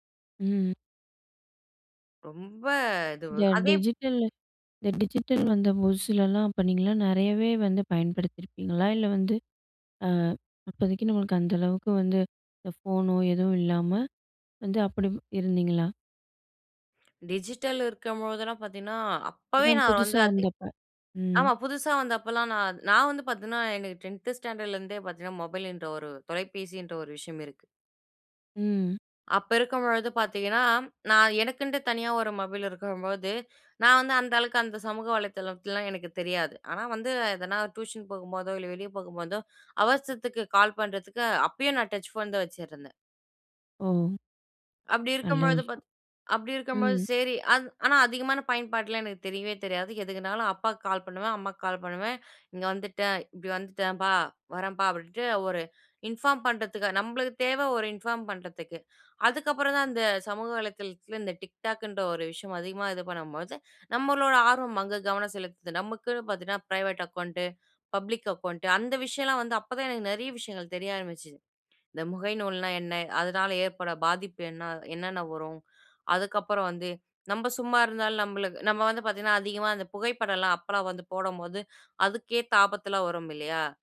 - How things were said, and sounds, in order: in English: "டிஜிட்டல்"; other noise; other background noise; in English: "டிஜிட்டல்"; in English: "டிஜிட்டல்"; in English: "டென்த்து ஸ்டாண்டர்ட்லருந்தே"; in English: "இன்ஃபார்ம்"; in English: "இன்ஃபார்ம்"; in English: "TikTokகுன்ற"; in English: "பிரைவேட் அக்கவுண்ட்டு, பப்ளிக் அக்கவுண்ட்டு"
- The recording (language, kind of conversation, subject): Tamil, podcast, பணியும் தனிப்பட்ட வாழ்க்கையும் டிஜிட்டல் வழியாக கலந்துபோகும்போது, நீங்கள் எல்லைகளை எப்படி அமைக்கிறீர்கள்?